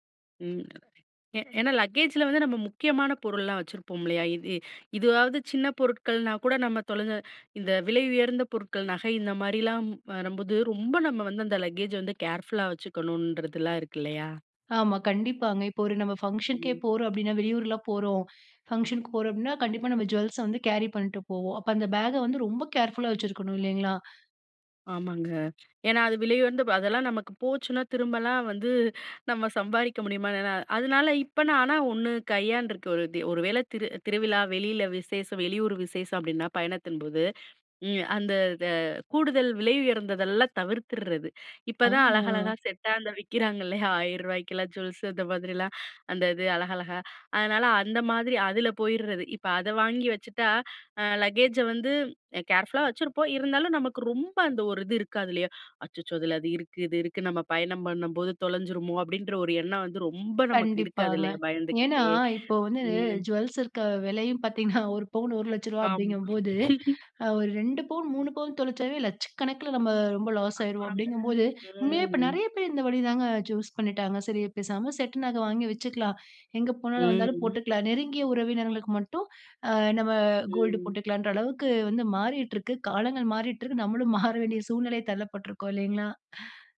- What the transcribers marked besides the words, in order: other background noise; in English: "லக்கேஜில"; in English: "லக்கேஜ"; in English: "கேர்ஃபுல்லா"; in English: "ஜூவல்ஸ"; in English: "கேரி"; in English: "கேர்ஃபுல்லா"; drawn out: "ஆ"; in English: "ஜூவல்ஸு"; in English: "லக்கேஜை"; in English: "கேர்ஃபுல்லா"; in English: "ஜூவல்ஸ்"; laugh; drawn out: "ம்"
- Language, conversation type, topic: Tamil, podcast, சாமான்கள் தொலைந்த அனுபவத்தை ஒரு முறை பகிர்ந்து கொள்ள முடியுமா?